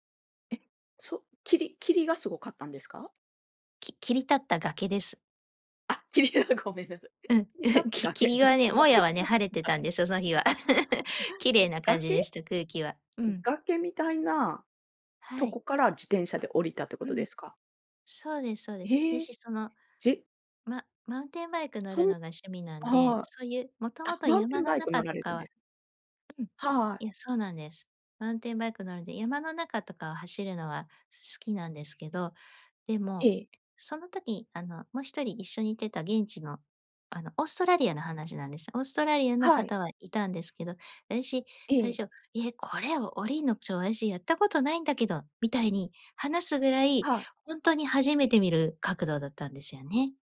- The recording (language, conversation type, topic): Japanese, podcast, 怖かったけれど乗り越えた経験は、どのようなものでしたか？
- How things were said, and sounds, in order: laughing while speaking: "霧じゃ ごめんなさい"; giggle; giggle; unintelligible speech